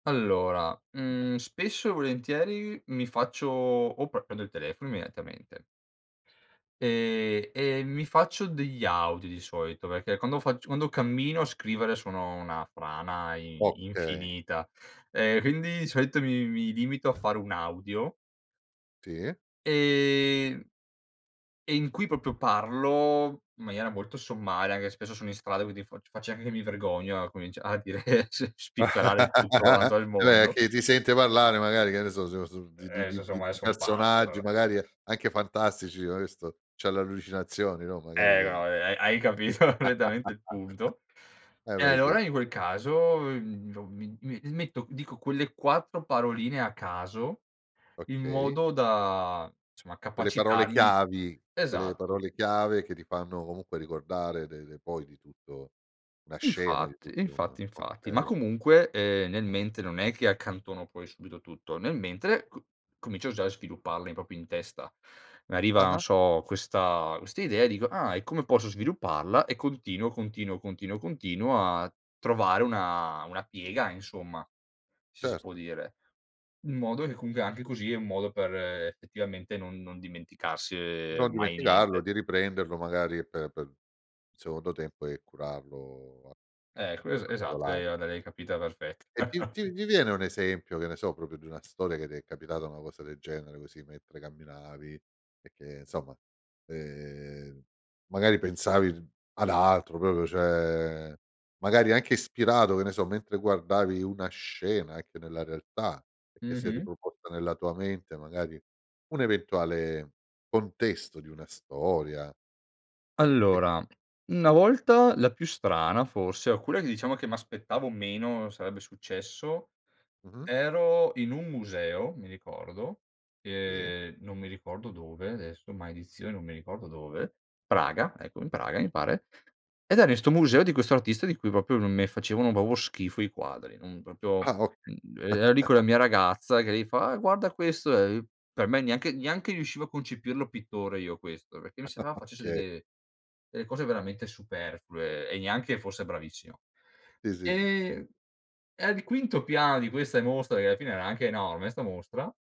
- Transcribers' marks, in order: other background noise; chuckle; laugh; "casomai" said as "sosomai"; other noise; laughing while speaking: "capito"; chuckle; tapping; chuckle; "proprio" said as "propio"; "proprio" said as "propo"; "proprio" said as "propio"; chuckle; chuckle
- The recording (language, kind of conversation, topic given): Italian, podcast, Come costruisci una storia partendo da zero?